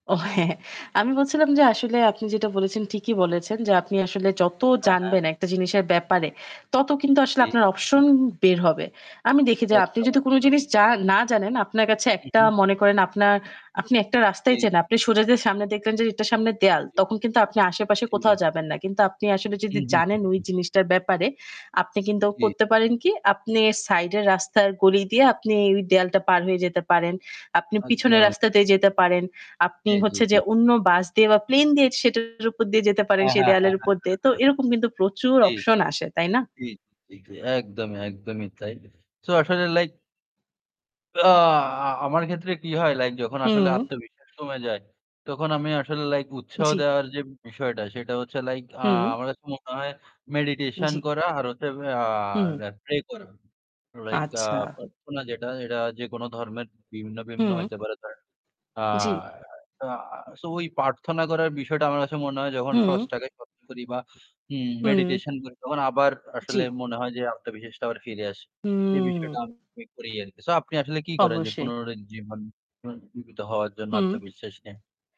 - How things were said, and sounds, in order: static; distorted speech
- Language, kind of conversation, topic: Bengali, unstructured, নিজের প্রতি বিশ্বাস কীভাবে বাড়ানো যায়?